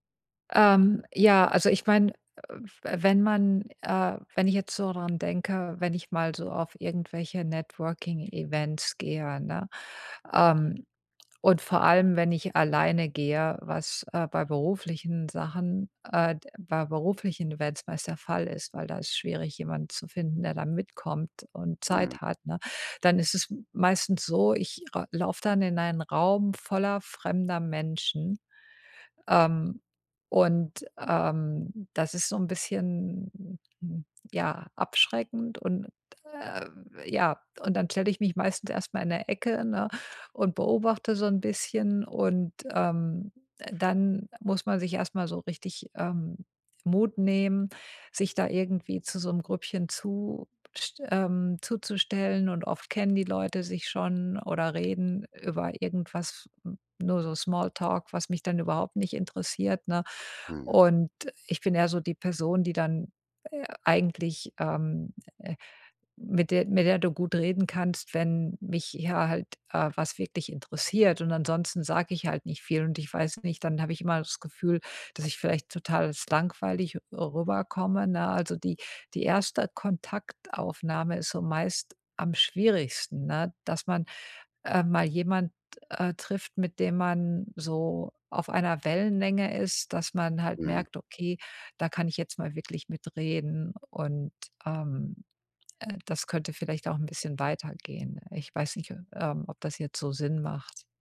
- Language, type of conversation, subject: German, advice, Warum fällt mir Netzwerken schwer, und welche beruflichen Kontakte möchte ich aufbauen?
- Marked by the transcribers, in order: other noise